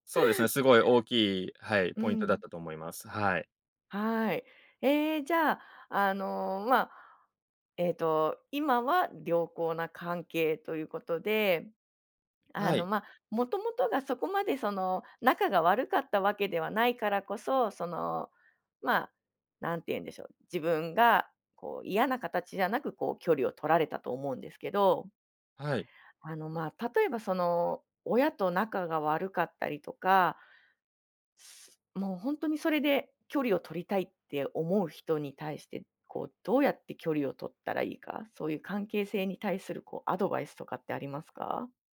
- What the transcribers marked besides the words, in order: none
- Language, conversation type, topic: Japanese, podcast, 親と距離を置いたほうがいいと感じたとき、どうしますか？